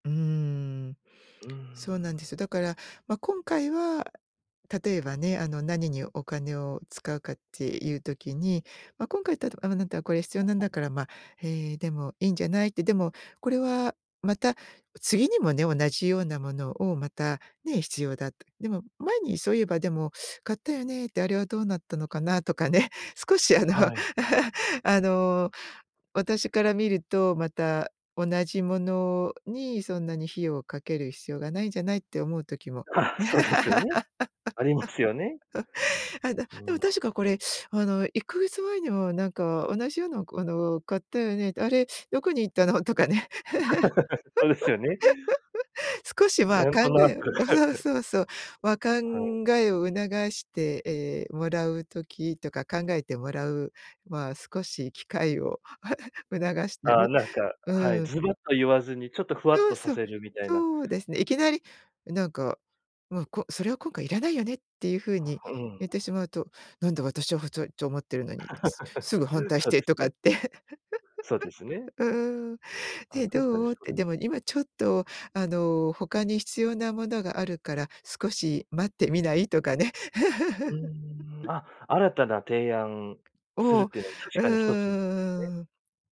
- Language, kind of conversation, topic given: Japanese, podcast, 意見が違うとき、どのように伝えるのがよいですか？
- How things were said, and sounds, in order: laughing while speaking: "あの"; laugh; laugh; chuckle; laugh; chuckle; giggle; chuckle; giggle; giggle; tapping